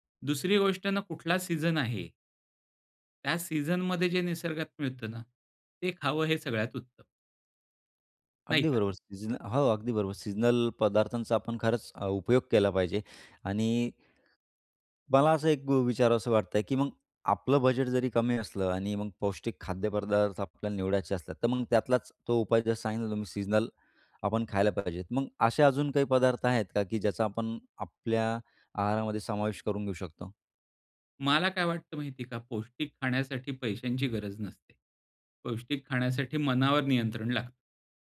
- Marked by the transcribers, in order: tapping
- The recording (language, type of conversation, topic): Marathi, podcast, घरच्या जेवणात पौष्टिकता वाढवण्यासाठी तुम्ही कोणते सोपे बदल कराल?